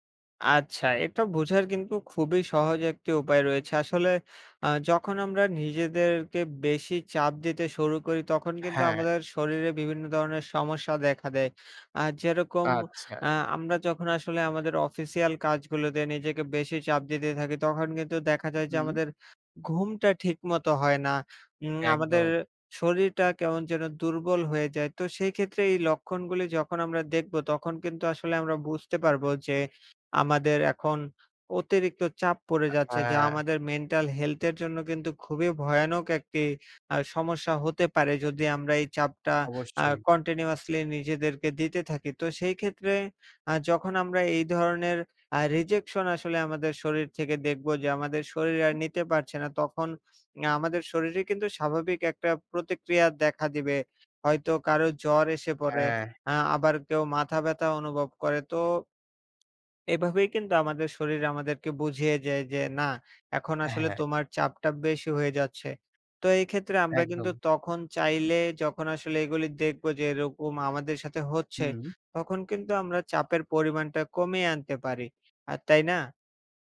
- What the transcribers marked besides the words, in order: none
- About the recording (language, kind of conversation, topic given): Bengali, unstructured, নিজের ওপর চাপ দেওয়া কখন উপকার করে, আর কখন ক্ষতি করে?